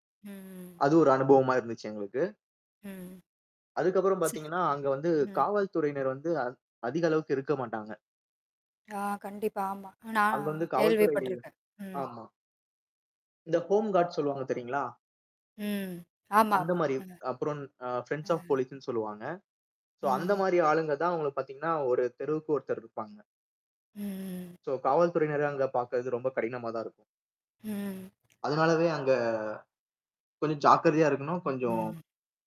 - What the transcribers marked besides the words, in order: static; unintelligible speech; unintelligible speech; mechanical hum; other background noise; in English: "ஹோம் கார்ட்ஸ்"; in English: "ஃபிரெண்ட்ஸ் ஆஃப் போலீஸ்ன்னு"; in English: "சோ"; in English: "சோ"; other noise; drawn out: "அங்க"
- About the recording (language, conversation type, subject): Tamil, podcast, பயணத்தில் உங்களுக்கு எதிர்பார்க்காமல் நடந்த சுவாரஸ்யமான சம்பவம் என்ன?